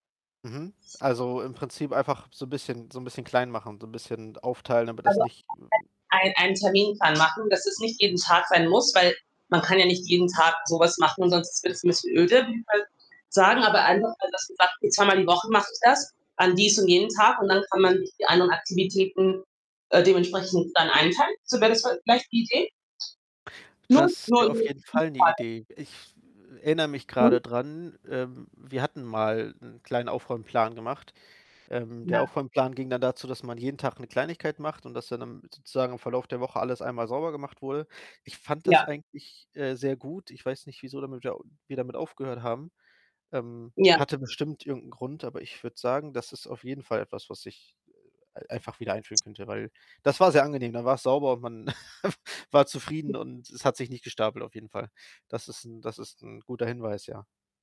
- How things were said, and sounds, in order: static; other background noise; distorted speech; unintelligible speech; other noise; unintelligible speech; mechanical hum; unintelligible speech; chuckle
- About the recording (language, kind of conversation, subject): German, advice, Wie kann ich nach der Arbeit eine Aufräumroutine etablieren?
- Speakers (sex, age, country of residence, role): female, 40-44, Germany, advisor; male, 30-34, Germany, user